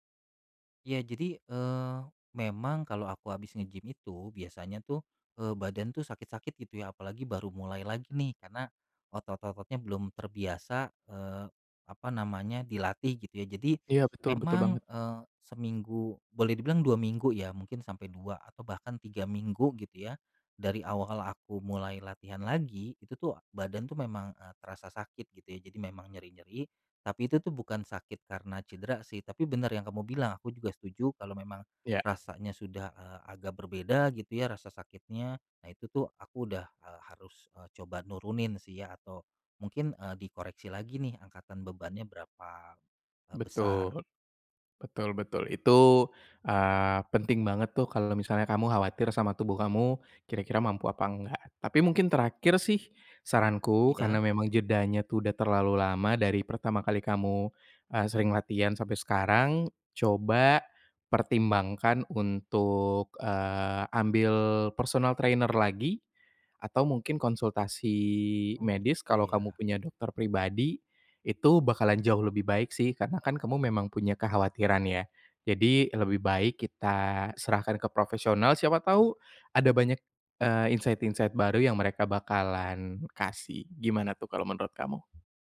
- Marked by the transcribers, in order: in English: "personal trainer"; in English: "insight-insight"; tapping
- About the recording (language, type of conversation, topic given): Indonesian, advice, Bagaimana cara kembali berolahraga setelah lama berhenti jika saya takut tubuh saya tidak mampu?